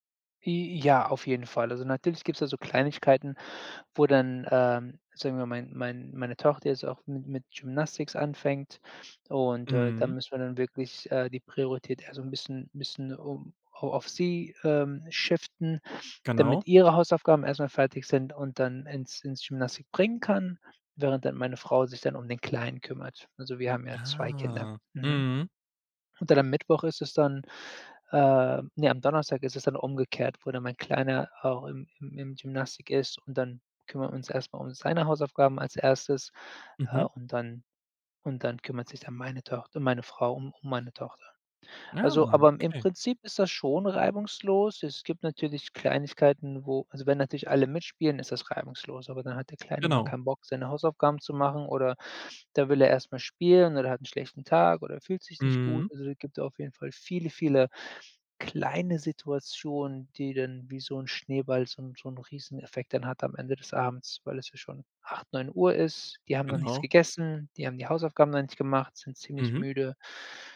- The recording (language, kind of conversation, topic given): German, podcast, Wie teilt ihr Elternzeit und Arbeit gerecht auf?
- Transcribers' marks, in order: in English: "Gymnastics"; in English: "shiften"; in English: "Gymnastic"; surprised: "Ah"; in English: "Gymnastic"